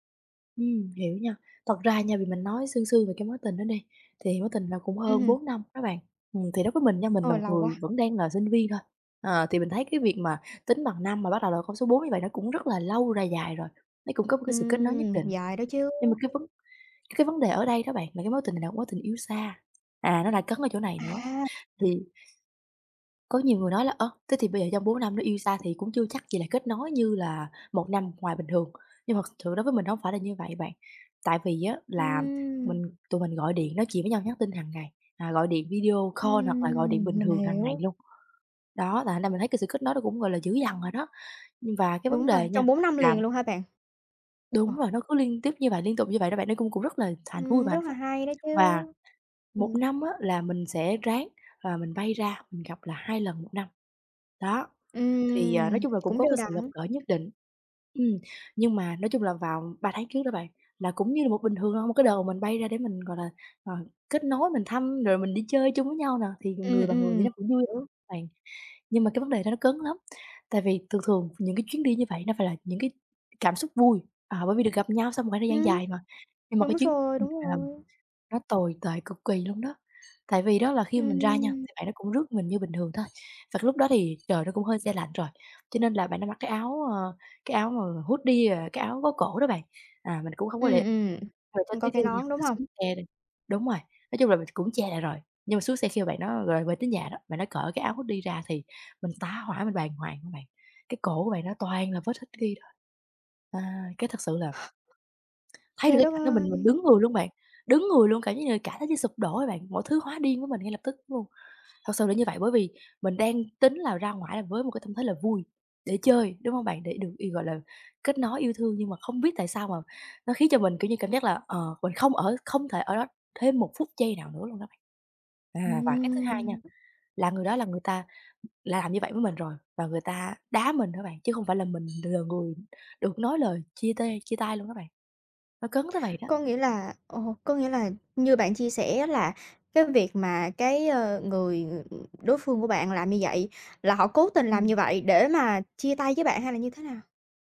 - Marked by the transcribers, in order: other background noise; tapping; in English: "video call"; unintelligible speech; in English: "hoodie"; in English: "hoodie"; in English: "hickey"; tsk; gasp; other noise
- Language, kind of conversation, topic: Vietnamese, advice, Khi nào tôi nên bắt đầu hẹn hò lại sau khi chia tay hoặc ly hôn?